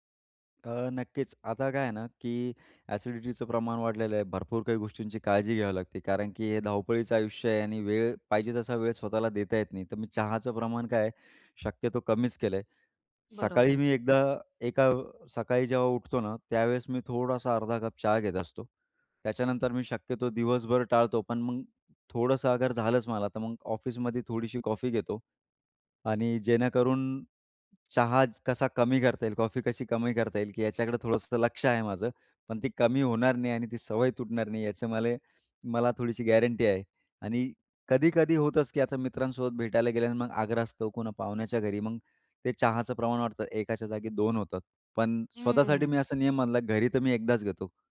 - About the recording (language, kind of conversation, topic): Marathi, podcast, सकाळी तुम्ही चहा घ्यायला पसंत करता की कॉफी, आणि का?
- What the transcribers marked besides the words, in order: in English: "एसिडिटीचं"; other background noise; in English: "गॅरंटी"